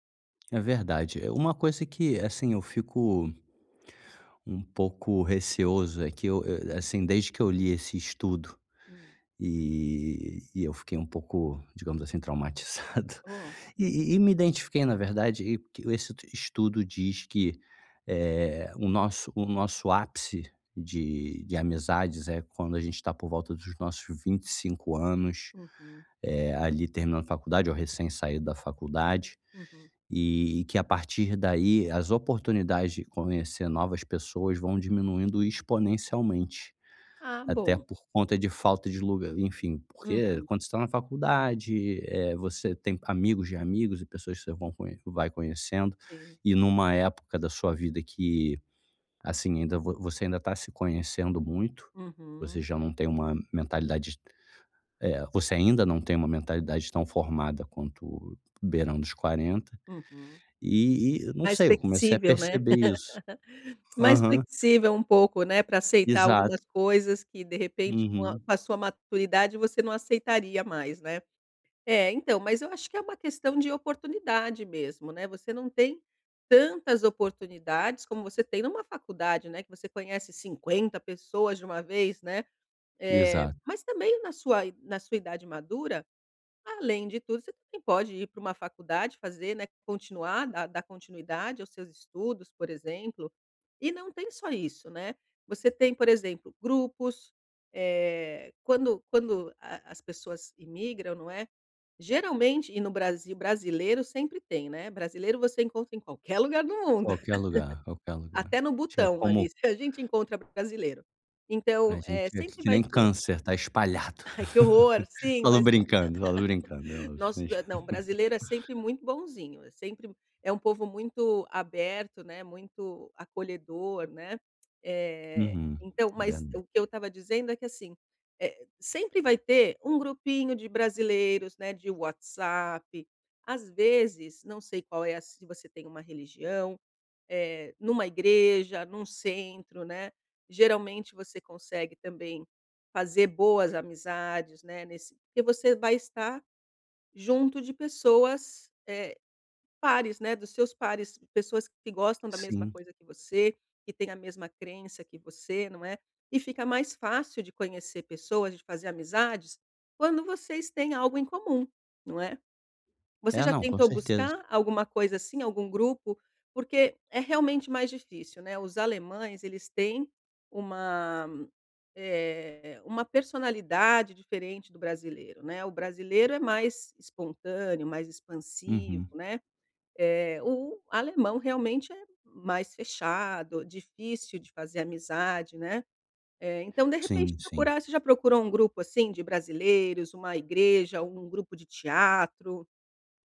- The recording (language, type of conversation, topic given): Portuguese, advice, Como fazer novas amizades com uma rotina muito ocupada?
- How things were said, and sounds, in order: tapping; laugh; laugh